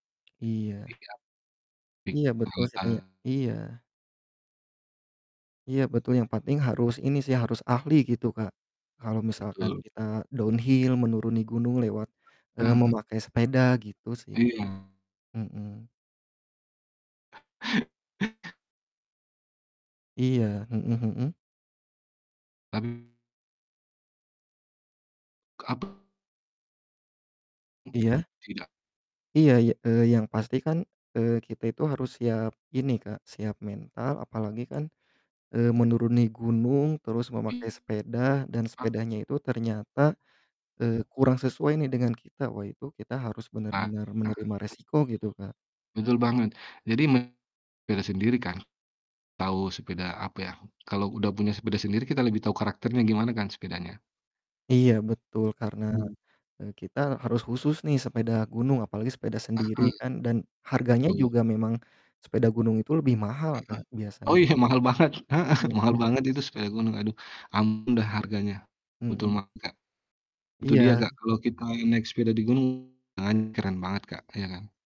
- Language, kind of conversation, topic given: Indonesian, unstructured, Apa tempat liburan favoritmu, dan mengapa?
- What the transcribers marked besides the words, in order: tapping; distorted speech; unintelligible speech; static; in English: "downhill"; other background noise; chuckle; bird; laughing while speaking: "Oh iya mahal banget, heeh"